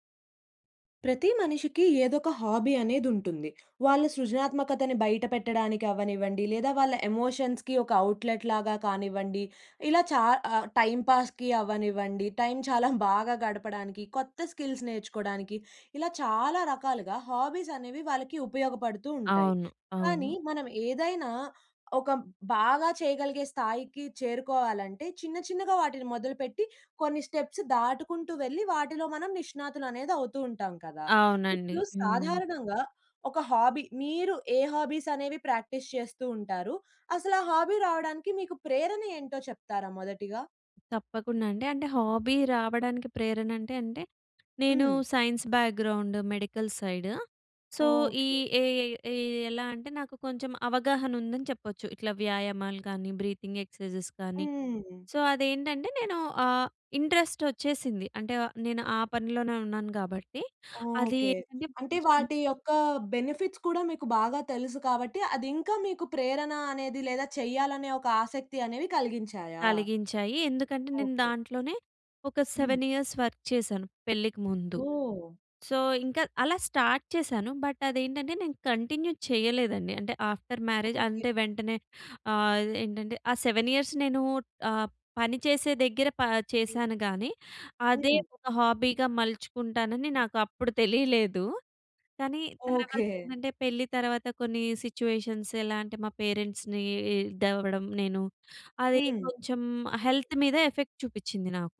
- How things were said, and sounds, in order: in English: "హాబీ"; other background noise; in English: "ఎమోషన్స్‌కి"; in English: "ఔట్‌లెట్"; in English: "టైమ్ పాస్‌కి"; chuckle; in English: "స్కిల్స్"; in English: "హాబీస్"; tapping; in English: "స్టెప్స్"; in English: "హాబీ"; in English: "హాబీస్"; in English: "ప్రాక్టీస్"; in English: "హాబీ"; in English: "హాబీ"; in English: "సైన్స్ బ్యాక్‌గ్రౌండ్ మెడికల్ సైడ్. సో"; in English: "బ్రీతింగ్ ఎక్సర్సైజెస్"; in English: "సో"; in English: "ఇంట్రెస్ట్"; in English: "బెనిఫిట్స్"; in English: "సెవెన్ ఇయర్స్ వర్క్"; in English: "సో"; in English: "స్టార్ట్"; in English: "బట్"; in English: "కంటిన్యూ"; in English: "ఆఫ్టర్ మ్యారేజ్"; in English: "సెవెన్ ఇయర్స్"; in English: "హాబీగా"; in English: "సిట్యుయేషన్స్"; in English: "పేరెంట్స్‌ని"; in English: "హెల్త్"; in English: "ఎఫెక్ట్"
- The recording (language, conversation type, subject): Telugu, podcast, ఈ హాబీని మొదలుపెట్టడానికి మీరు సూచించే దశలు ఏవి?